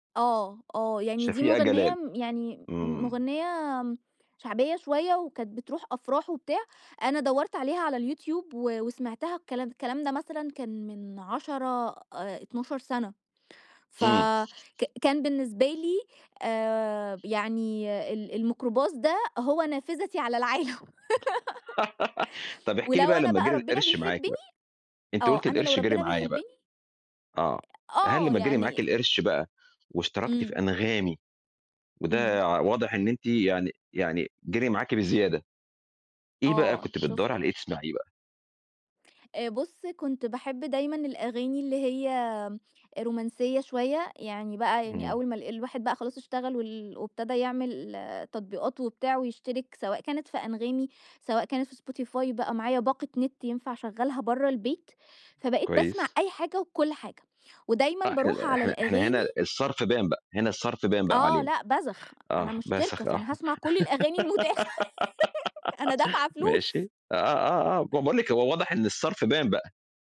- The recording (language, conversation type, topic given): Arabic, podcast, شو طريقتك المفضّلة علشان تكتشف أغاني جديدة؟
- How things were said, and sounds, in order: other background noise; laughing while speaking: "العالم"; laugh; other noise; laughing while speaking: "الأغاني المتاحة أنا دافعة فلوس"; giggle; laugh